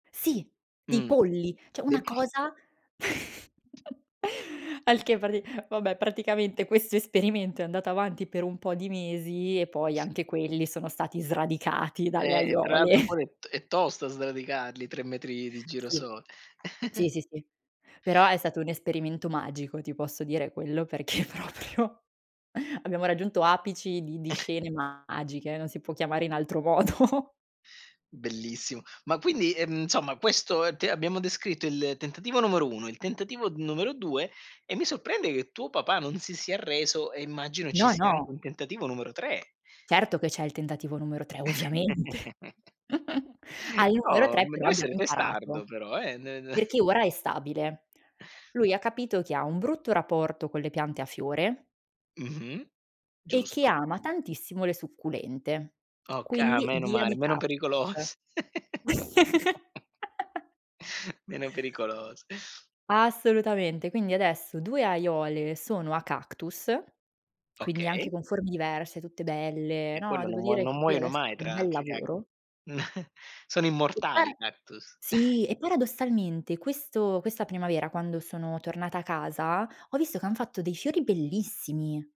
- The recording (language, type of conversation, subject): Italian, podcast, Hai esperienza di giardinaggio urbano o di cura delle piante sul balcone?
- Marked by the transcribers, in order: other background noise; unintelligible speech; chuckle; tapping; chuckle; laughing while speaking: "perché proprio"; chuckle; laughing while speaking: "modo"; "insomma" said as "nsomma"; chuckle; anticipating: "ovviamente"; chuckle; chuckle; "Okay" said as "ok"; chuckle; laugh; chuckle; chuckle